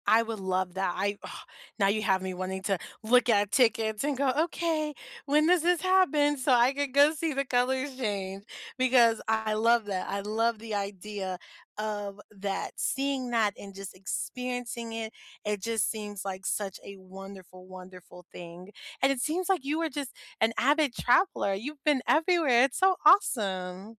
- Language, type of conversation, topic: English, unstructured, What is the most beautiful sunset or sunrise you have ever seen?
- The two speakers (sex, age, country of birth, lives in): female, 35-39, United States, United States; female, 55-59, United States, United States
- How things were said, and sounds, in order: sigh; put-on voice: "Okay, when does this happen?"; joyful: "So I could go see … it's so awesome"